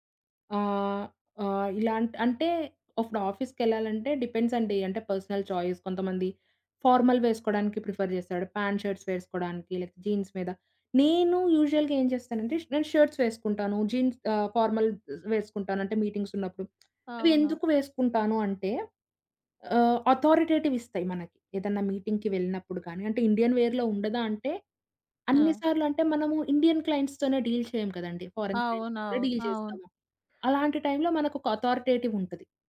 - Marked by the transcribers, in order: in English: "ఆఫీస్‌కెళ్ళాలంటే"; in English: "పర్సనల్ ఛాయిస్"; in English: "ఫార్మల్"; in English: "ప్రిఫర్"; in English: "షర్ట్స్"; in English: "లైక్ జీన్స్"; in English: "యూజువల్‌గా"; in English: "షర్ట్స్"; in English: "ఫార్మల్స్"; tapping; in English: "మీటింగ్‌కి"; in English: "ఇండియన్ వేర్‌లో"; in English: "ఇండియన్ క్లయింట్స్‌తోనే డీల్"; in English: "ఫారెన్ క్లయింట్స్‌తో"; in English: "డీల్"; in English: "అథారిటేటివ్"
- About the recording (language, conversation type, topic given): Telugu, podcast, సాంప్రదాయ దుస్తులను ఆధునిక శైలిలో మార్చుకుని ధరించడం గురించి మీ అభిప్రాయం ఏమిటి?